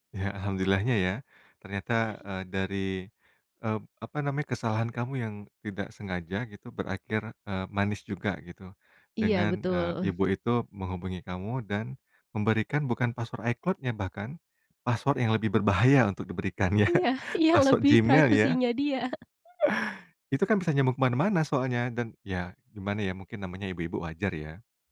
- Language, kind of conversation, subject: Indonesian, podcast, Ceritakan, hobi apa yang paling membuat waktumu terasa berharga?
- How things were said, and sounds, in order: laughing while speaking: "Iya iya. lebih"; laughing while speaking: "ya"; laughing while speaking: "dia"